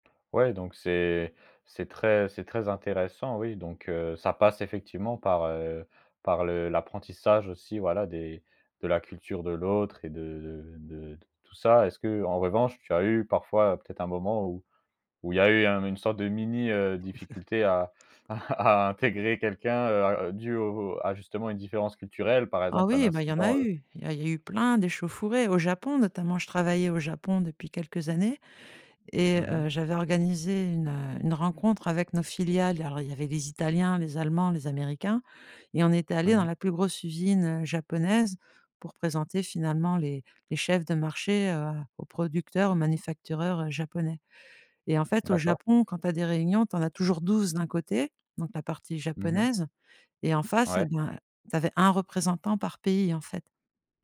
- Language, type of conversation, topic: French, podcast, Comment intégrer quelqu’un de nouveau dans un groupe ?
- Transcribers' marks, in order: chuckle; "manufacturiers" said as "manufactureurs"; stressed: "douze"